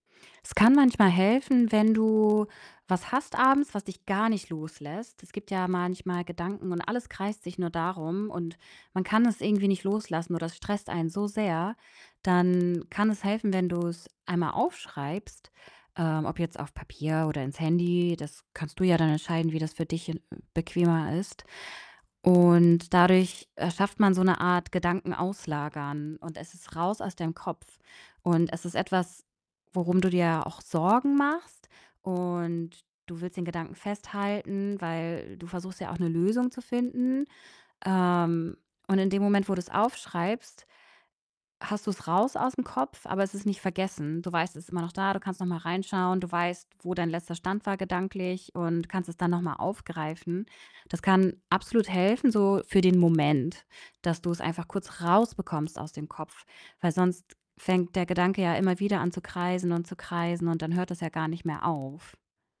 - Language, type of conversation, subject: German, advice, Wie kann ich zur Ruhe kommen, wenn meine Gedanken vor dem Einschlafen kreisen?
- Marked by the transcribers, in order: distorted speech; tapping